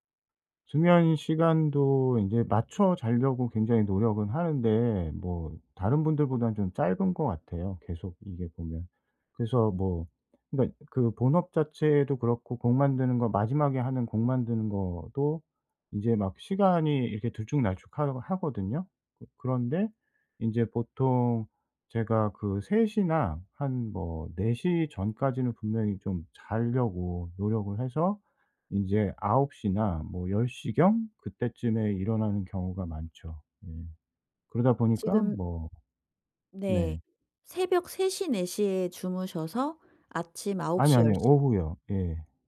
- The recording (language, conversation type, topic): Korean, advice, 일상에서 더 자주 쉴 시간을 어떻게 만들 수 있을까요?
- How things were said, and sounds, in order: tapping